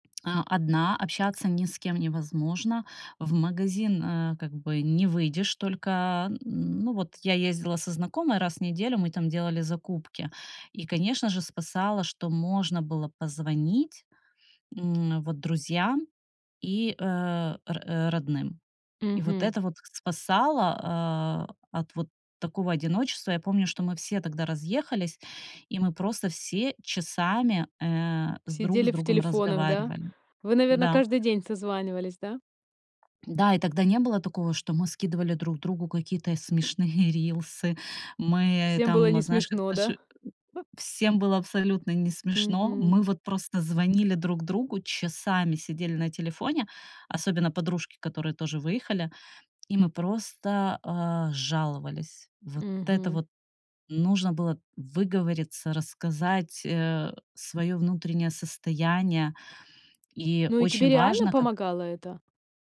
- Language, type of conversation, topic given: Russian, podcast, Что помогает людям не чувствовать себя одинокими?
- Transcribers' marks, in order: tapping; laughing while speaking: "смешные"; chuckle